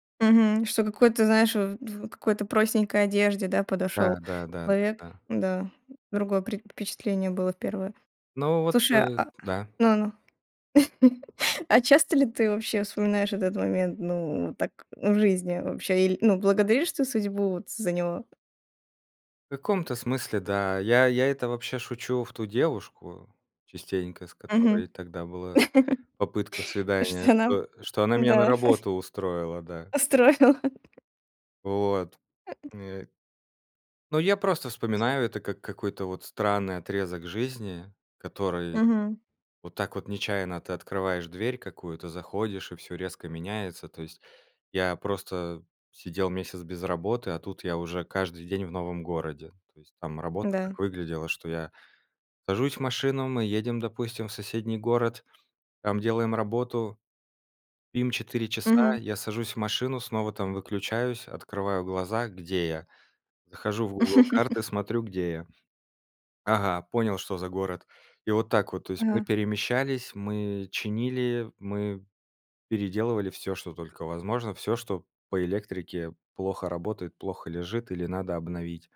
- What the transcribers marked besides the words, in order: tapping; chuckle; laugh; chuckle; laughing while speaking: "Устроила"; other background noise; laugh
- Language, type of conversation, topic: Russian, podcast, Какая случайная встреча перевернула твою жизнь?